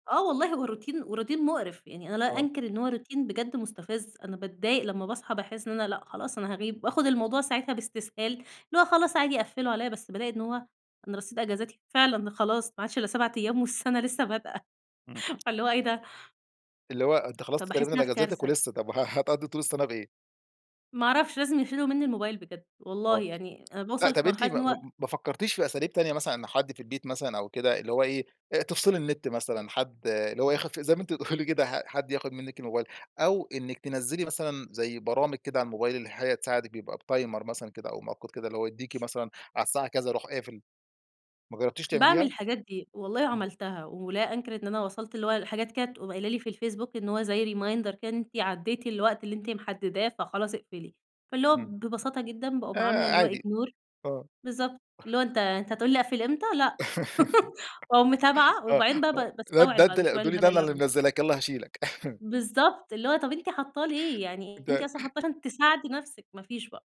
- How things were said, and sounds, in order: in English: "روتين، وروتين"; in English: "روتين"; laughing while speaking: "والسنة لسه بادئة"; tapping; chuckle; in English: "بتايمر"; other background noise; in English: "reminder"; in English: "ignore"; chuckle; laugh; chuckle
- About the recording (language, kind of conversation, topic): Arabic, podcast, شو تأثير الشاشات قبل النوم وإزاي نقلّل استخدامها؟